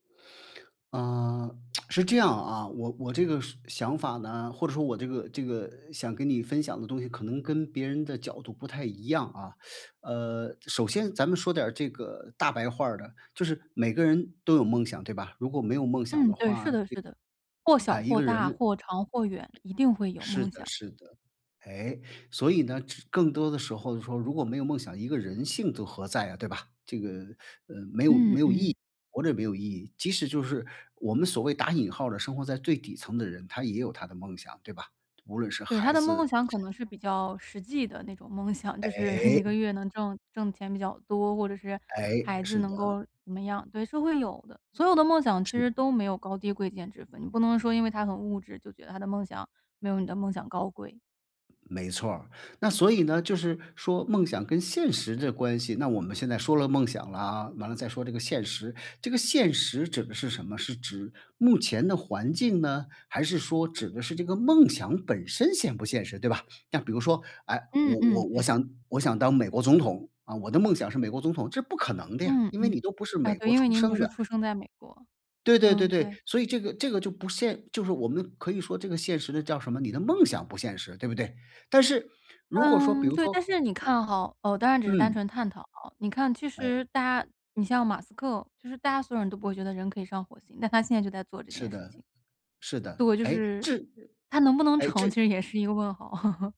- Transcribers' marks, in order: tsk; teeth sucking; other noise; laughing while speaking: "梦想，就是"; chuckle
- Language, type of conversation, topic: Chinese, podcast, 你是怎么平衡梦想和现实的?